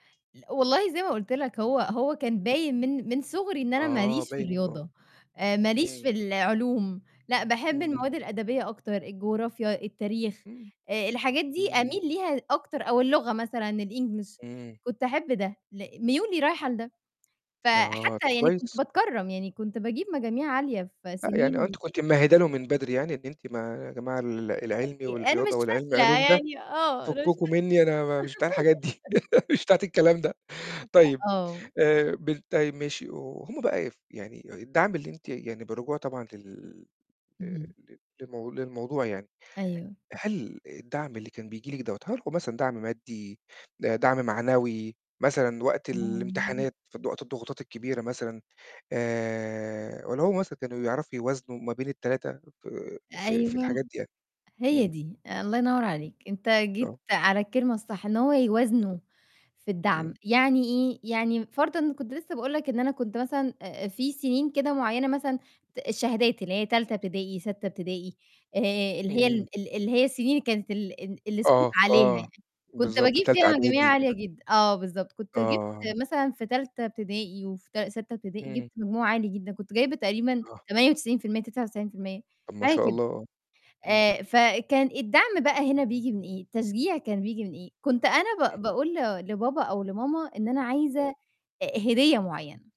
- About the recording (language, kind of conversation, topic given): Arabic, podcast, إيه دور العيلة في رحلتك التعليمية؟
- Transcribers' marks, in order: in English: "الEnglish"; chuckle; other noise; laugh; laughing while speaking: "مش بتاعة الكلام ده"; static; in English: "spot"